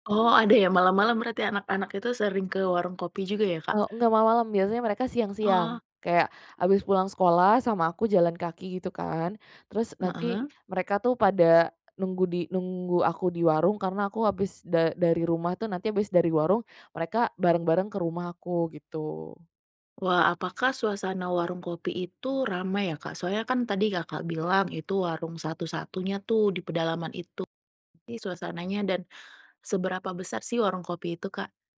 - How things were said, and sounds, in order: other background noise; tapping
- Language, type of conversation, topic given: Indonesian, podcast, Menurutmu, mengapa orang suka berkumpul di warung kopi atau lapak?